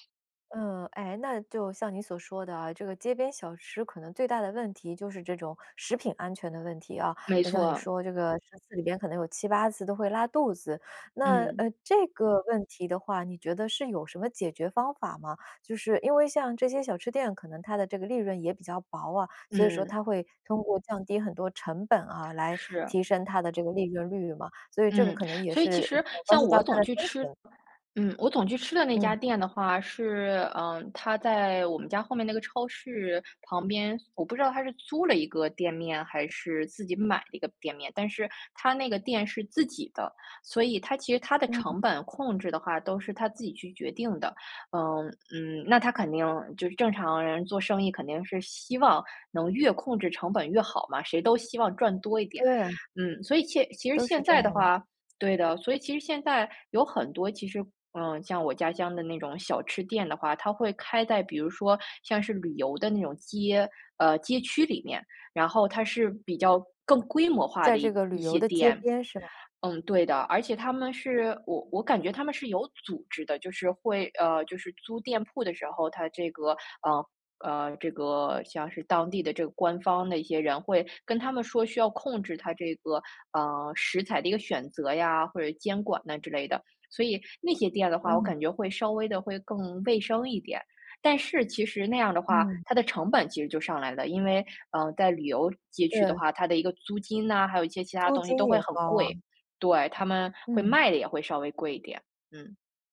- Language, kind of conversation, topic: Chinese, podcast, 你最喜欢的街边小吃是哪一种？
- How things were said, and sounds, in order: other background noise; tapping; other noise